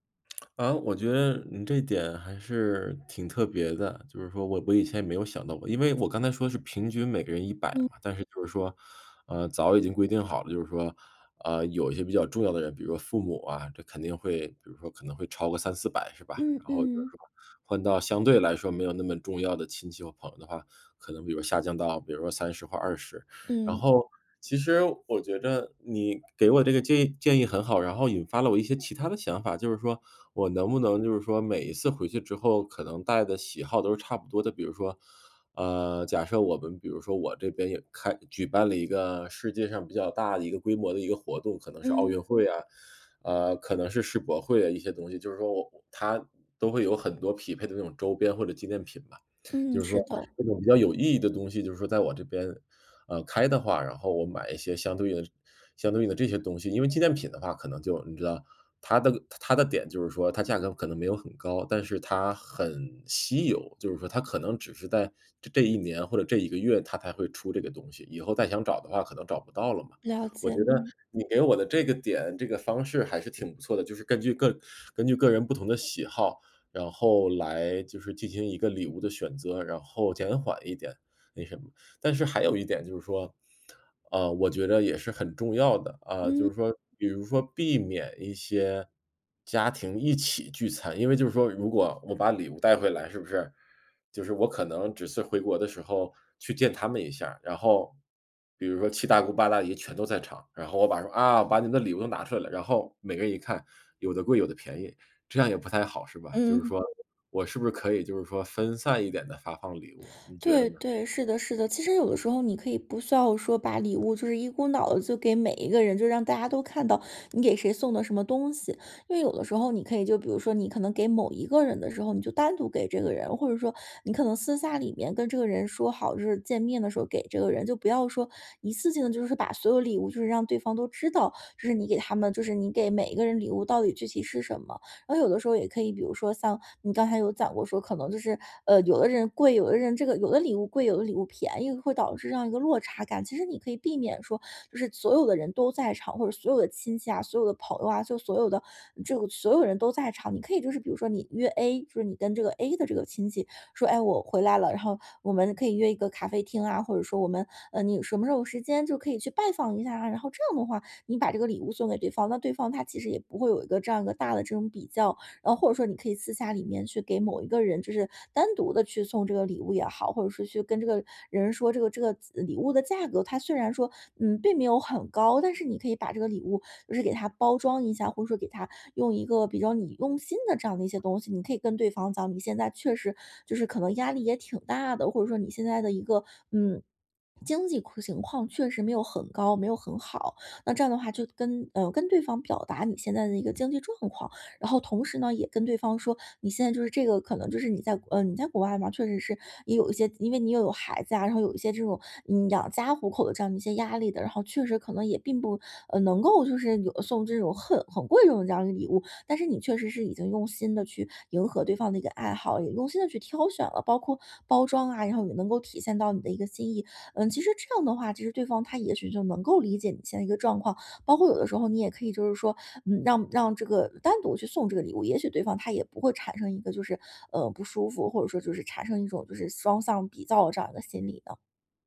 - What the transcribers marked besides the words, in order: "在" said as "待"; swallow
- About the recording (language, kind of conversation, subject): Chinese, advice, 节日礼物开销让你压力很大，但又不想让家人失望时该怎么办？